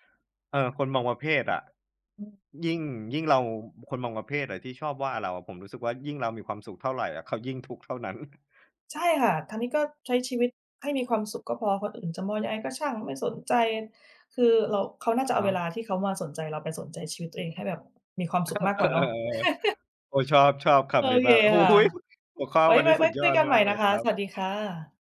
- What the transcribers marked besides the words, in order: laughing while speaking: "ทุกข์เท่านั้น"; chuckle; chuckle; laugh; laughing while speaking: "โอ้โฮ ! หัวข้อวันนี้สุดยอดมากเลยครับ"
- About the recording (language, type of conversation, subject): Thai, unstructured, คุณคิดว่าการให้อภัยส่งผลต่อชีวิตของเราอย่างไร?
- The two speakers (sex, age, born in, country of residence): female, 30-34, Thailand, United States; male, 35-39, Thailand, Thailand